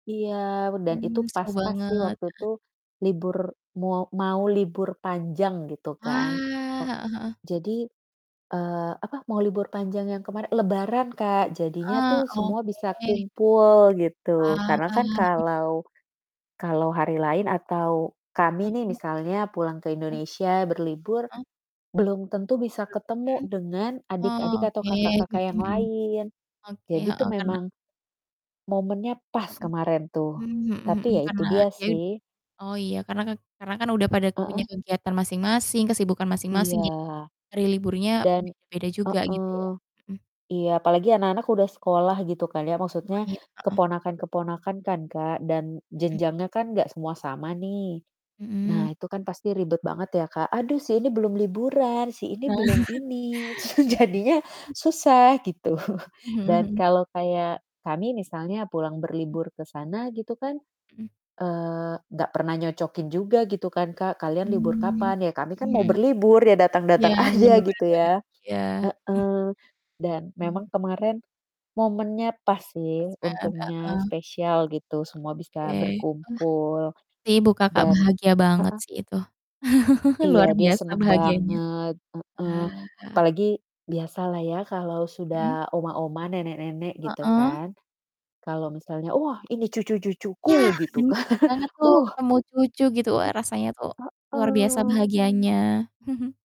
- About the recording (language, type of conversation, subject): Indonesian, unstructured, Bagaimana kamu biasanya merayakan momen spesial bersama keluarga?
- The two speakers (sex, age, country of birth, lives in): female, 30-34, Indonesia, Indonesia; female, 35-39, Indonesia, Netherlands
- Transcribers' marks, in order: distorted speech; static; other noise; tapping; laugh; laughing while speaking: "su jadinya"; laughing while speaking: "gitu"; chuckle; laughing while speaking: "aja"; chuckle; other background noise; laughing while speaking: "kan"; chuckle